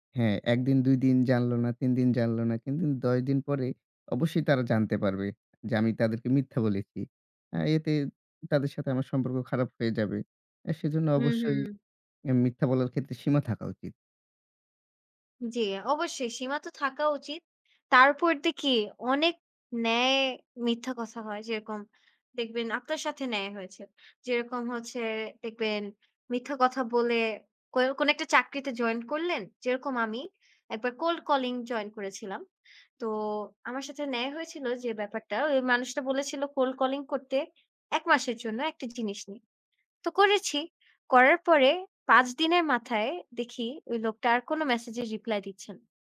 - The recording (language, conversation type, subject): Bengali, unstructured, আপনি কি মনে করেন মিথ্যা বলা কখনো ঠিক?
- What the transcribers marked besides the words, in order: in English: "cold calling join"; in English: "cold calling"